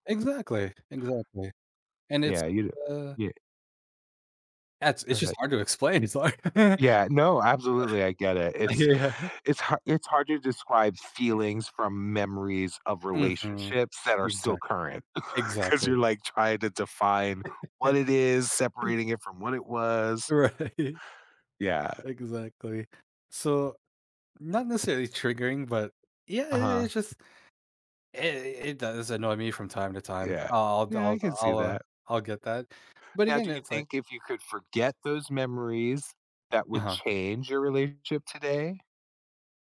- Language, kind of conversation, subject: English, unstructured, How do our memories shape who we become over time?
- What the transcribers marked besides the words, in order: other background noise; tapping; laughing while speaking: "like"; chuckle; laughing while speaking: "hear ya"; laughing while speaking: "'Cause"; laugh; other noise; laughing while speaking: "Right"